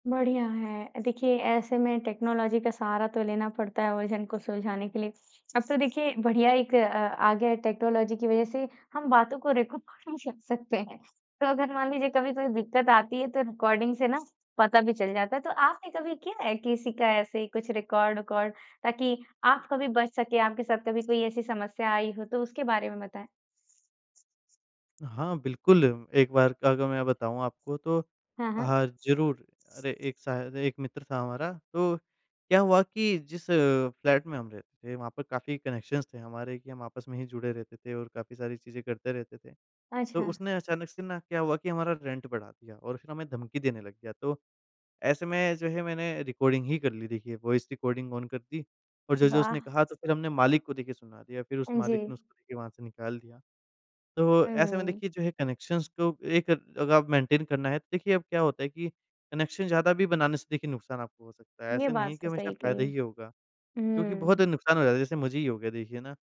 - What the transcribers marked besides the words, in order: in English: "टेक्नोलॉजी"; in English: "टेक्नोलॉजी"; laughing while speaking: "रिकॉर्ड"; in English: "रिकॉर्ड"; in English: "रिकॉर्डिंग"; in English: "रिकॉर्ड"; in English: "कनेक्शंस"; in English: "रेंट"; in English: "रिकॉर्डिंग"; in English: "वॉइस रिकॉर्डिंग ऑन"; in English: "कनेक्शंस"; in English: "मेंटेन"; in English: "कनेक्शन"
- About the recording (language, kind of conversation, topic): Hindi, podcast, अपने रिश्तों में जुड़े रहने और उन्हें निभाए रखने के आपके आसान तरीके क्या हैं?